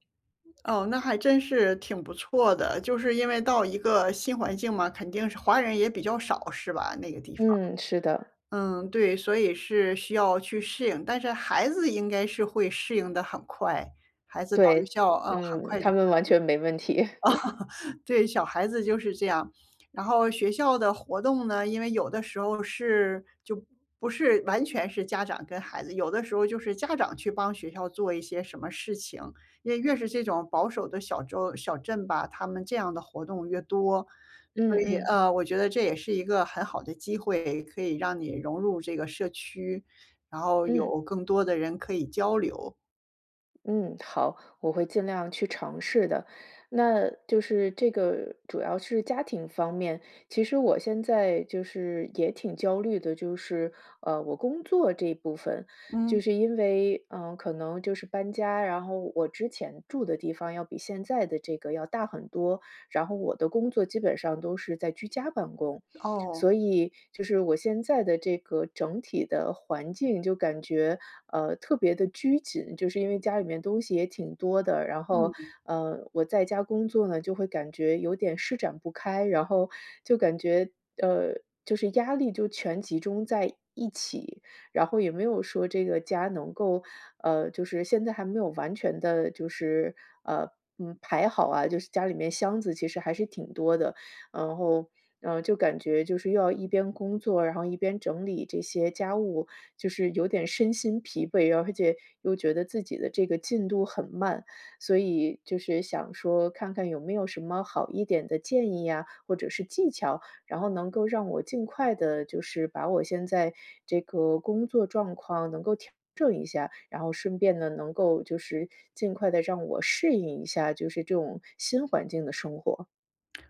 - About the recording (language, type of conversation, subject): Chinese, advice, 如何适应生活中的重大变动？
- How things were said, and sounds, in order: tapping; other background noise; unintelligible speech; laugh; chuckle